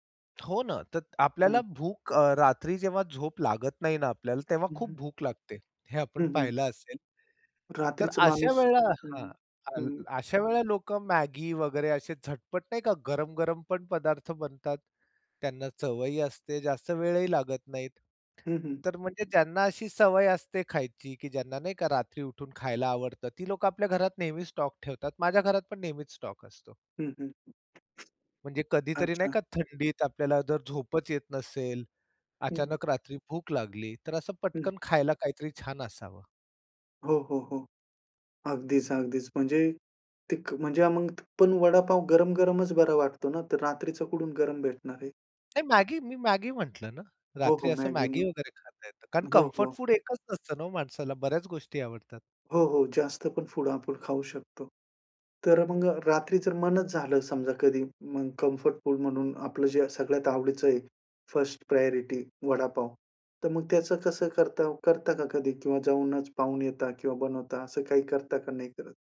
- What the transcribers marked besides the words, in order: tapping; other noise; in English: "फर्स्ट प्रायोरिटी"
- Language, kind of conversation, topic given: Marathi, podcast, तुम्हाला कोणता पदार्थ खाल्ल्यावर मनाला दिलासा मिळतो, आणि तोच का?